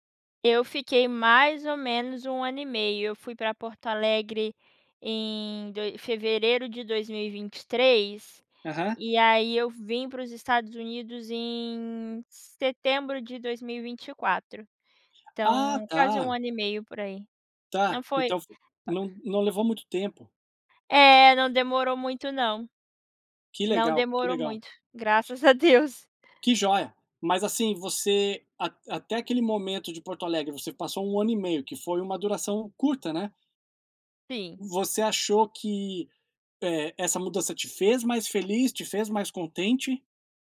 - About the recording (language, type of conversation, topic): Portuguese, podcast, Qual foi um momento que realmente mudou a sua vida?
- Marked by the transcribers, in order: unintelligible speech